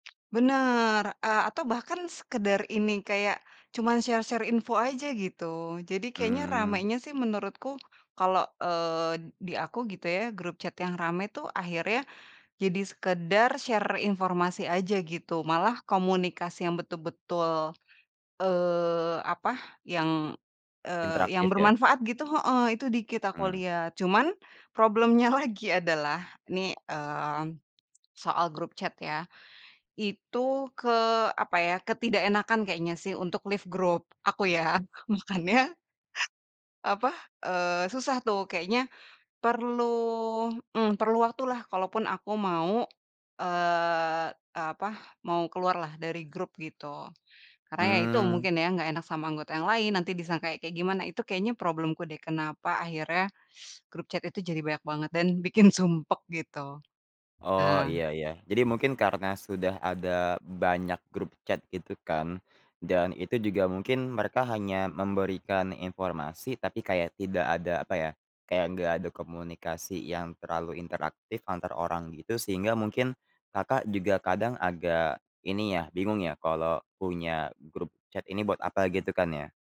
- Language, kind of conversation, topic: Indonesian, podcast, Bagaimana kamu mengelola obrolan grup agar tidak terasa sumpek?
- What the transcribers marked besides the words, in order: tapping; in English: "share-share"; in English: "chat"; in English: "share"; laughing while speaking: "problem-nya"; in English: "chat"; in English: "left"; laughing while speaking: "Makannya"; chuckle; teeth sucking; in English: "chat"; laughing while speaking: "bikin"; in English: "chat"; in English: "chat"